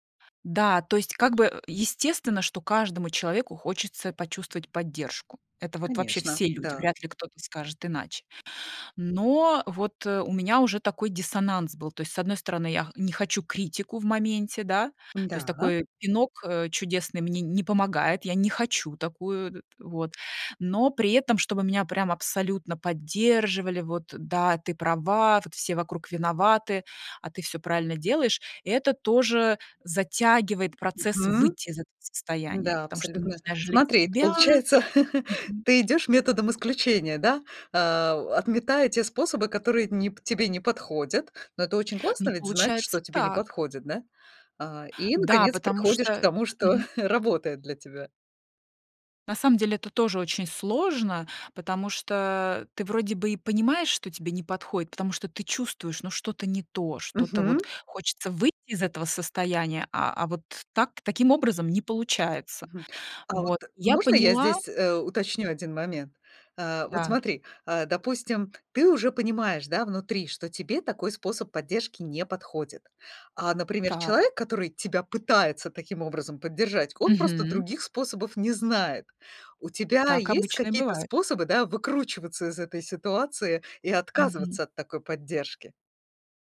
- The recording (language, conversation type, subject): Russian, podcast, Как вы выстраиваете поддержку вокруг себя в трудные дни?
- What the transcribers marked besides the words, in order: other background noise; tapping; laugh; chuckle